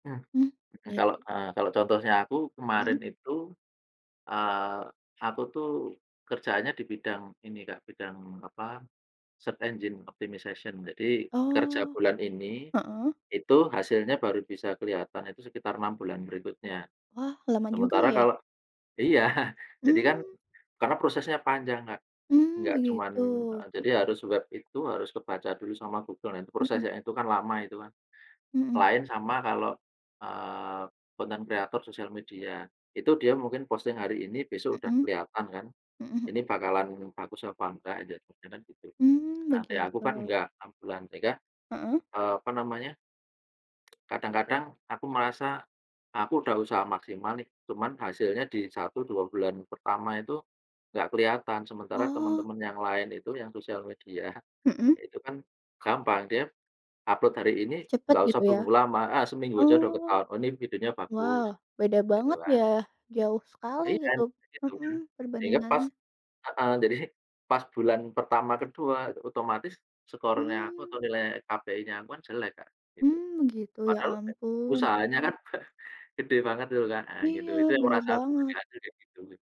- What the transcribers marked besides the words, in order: tapping; in English: "search engine optimization"; chuckle; in English: "content creator social media"; in English: "social media"; other background noise; scoff
- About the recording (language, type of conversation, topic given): Indonesian, unstructured, Apa yang membuat pekerjaan terasa tidak adil menurutmu?